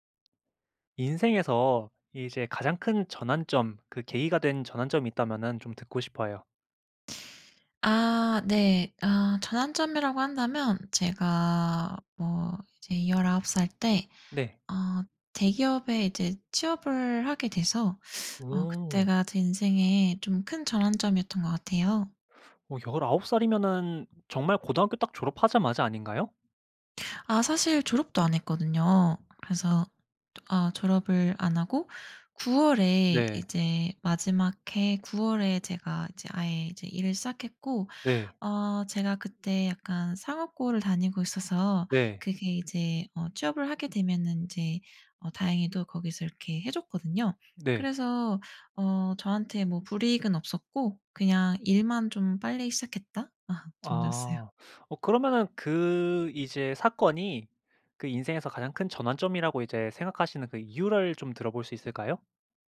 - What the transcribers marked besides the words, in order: other background noise; laugh
- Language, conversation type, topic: Korean, podcast, 인생에서 가장 큰 전환점은 언제였나요?